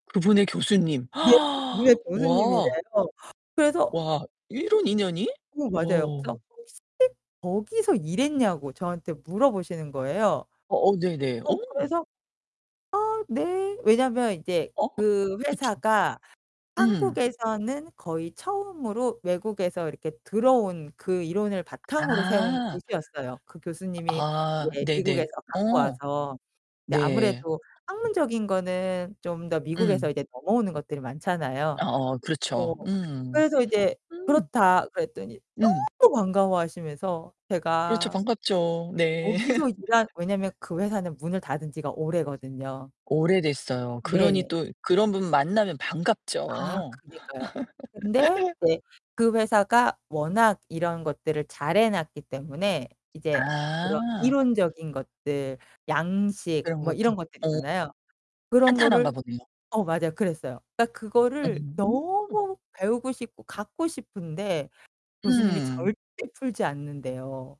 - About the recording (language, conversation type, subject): Korean, podcast, 예상치 못한 만남이 인생을 바꾼 경험이 있으신가요?
- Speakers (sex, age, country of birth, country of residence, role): female, 45-49, South Korea, France, guest; female, 50-54, South Korea, United States, host
- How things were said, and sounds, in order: distorted speech; gasp; other background noise; unintelligible speech; laughing while speaking: "네"; laugh; laugh